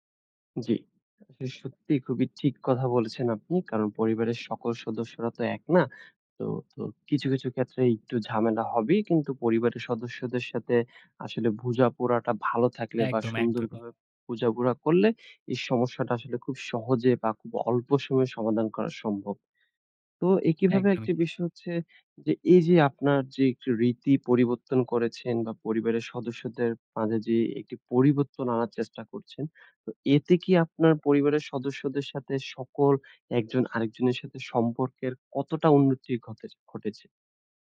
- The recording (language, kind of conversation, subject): Bengali, podcast, আপনি কি আপনার পরিবারের কোনো রীতি বদলেছেন, এবং কেন তা বদলালেন?
- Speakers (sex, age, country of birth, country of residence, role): male, 18-19, Bangladesh, Bangladesh, guest; male, 20-24, Bangladesh, Bangladesh, host
- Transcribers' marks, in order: other noise